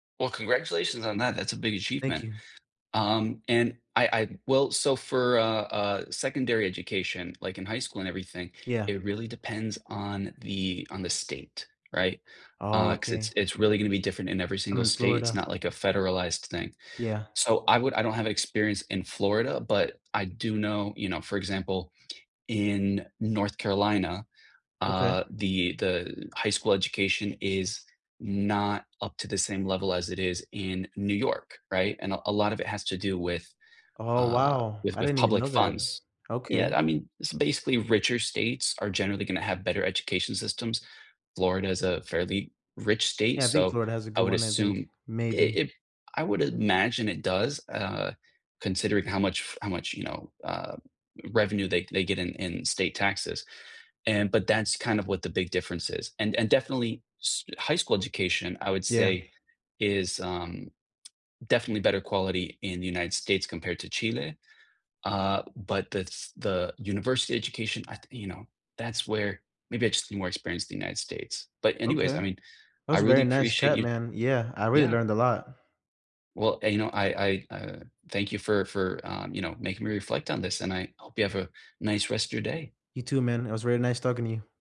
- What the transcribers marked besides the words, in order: other background noise
- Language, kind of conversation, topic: English, unstructured, Which learning style suits you best—videos, books, or hands-on practice—and what experiences shaped it?